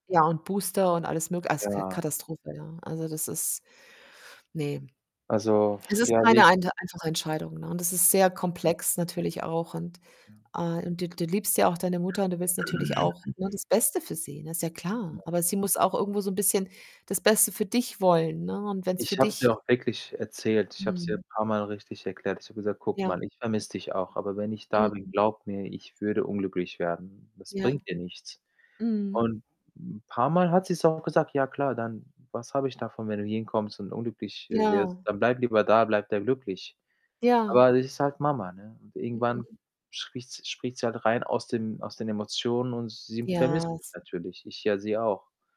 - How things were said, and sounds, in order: distorted speech; unintelligible speech; tapping; other background noise; throat clearing; unintelligible speech; static
- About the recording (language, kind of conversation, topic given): German, unstructured, Wie gehst du mit Streit in der Familie um?